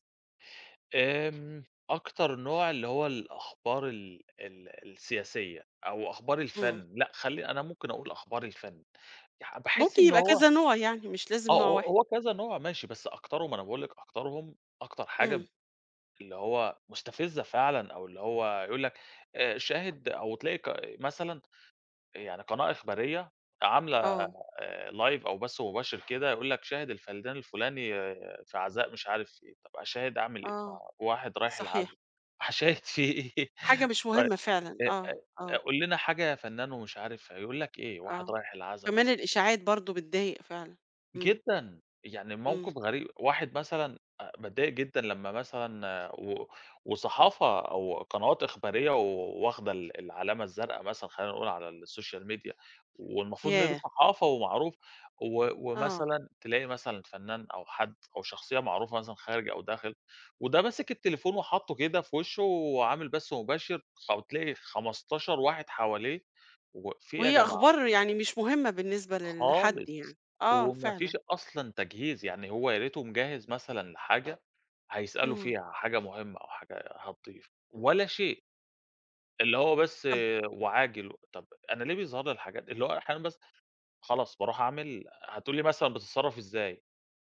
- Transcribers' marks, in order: other background noise; tapping; in English: "live"; "الفنان" said as "الفلدان"; laughing while speaking: "هاشاهد في إيه"; in English: "السوشيال ميديا"
- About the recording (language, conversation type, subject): Arabic, podcast, إزاي بتتعامل مع الأخبار الكدابة على الإنترنت؟